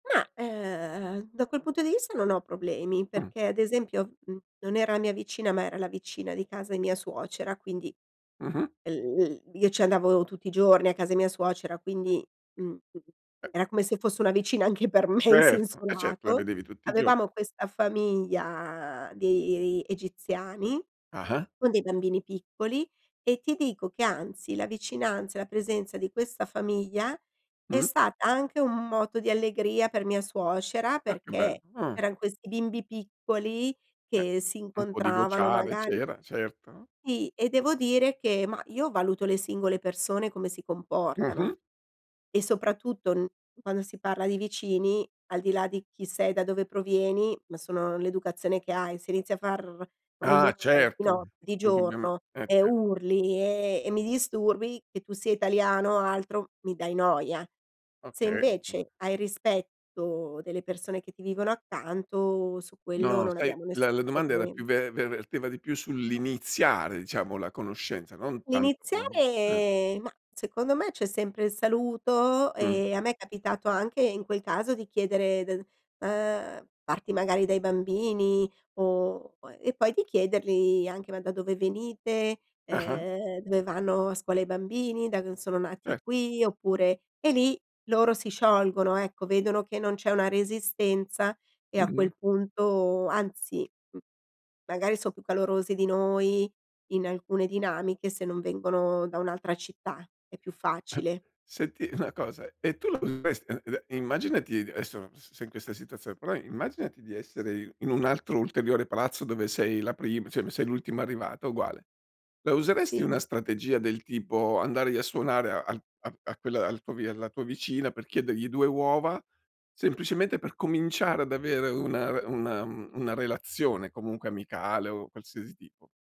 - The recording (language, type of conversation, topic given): Italian, podcast, Come si costruisce fiducia tra vicini, secondo la tua esperienza?
- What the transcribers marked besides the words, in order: other noise; unintelligible speech; chuckle; other background noise; unintelligible speech; "cioè" said as "ceh"